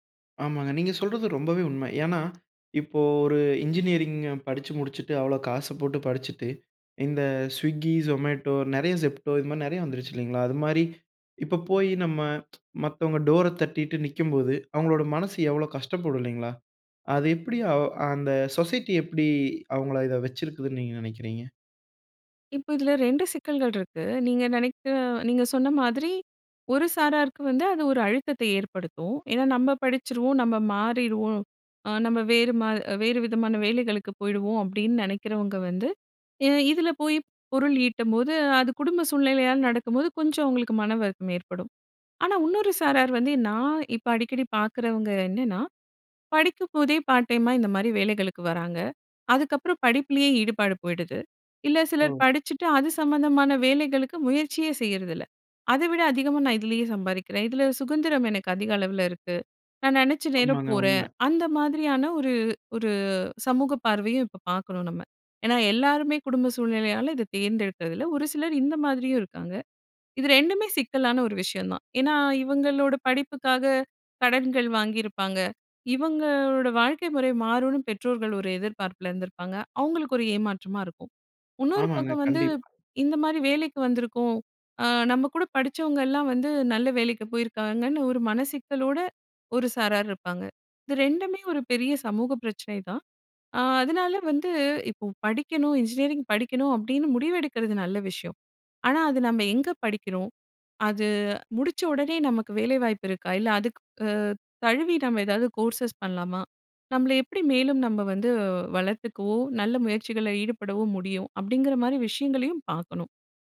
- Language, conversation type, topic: Tamil, podcast, இளைஞர்கள் வேலை தேர்வு செய்யும் போது தங்களின் மதிப்புகளுக்கு ஏற்றதா என்பதை எப்படி தீர்மானிக்க வேண்டும்?
- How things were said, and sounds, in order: other background noise; in English: "இன்ஜினியரிங்"; in English: "சொசைட்டி"; "இருக்கு" said as "ரிக்கு"; "இன்னொரு" said as "உன்னொரு"; "சுதந்திரம்" said as "சுகந்திரம்"; in English: "இன்ஜினியரிங்"; in English: "கோர்ஸ்சஸ்"